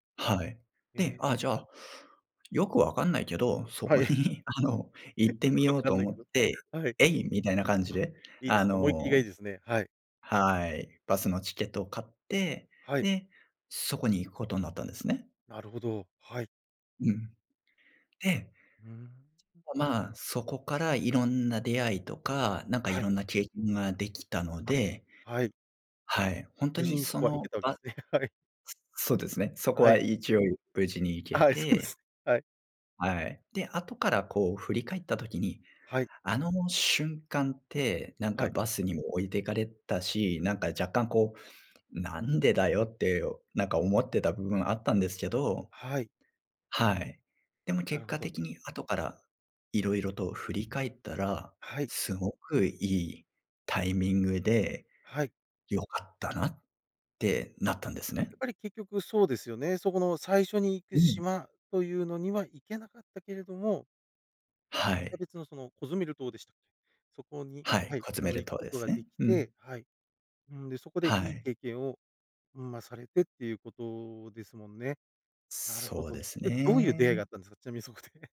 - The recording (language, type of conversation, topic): Japanese, podcast, これまでに「タイミングが最高だった」と感じた経験を教えてくれますか？
- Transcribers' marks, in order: chuckle; laughing while speaking: "あ、はい、そうです"; tapping; laughing while speaking: "そこで"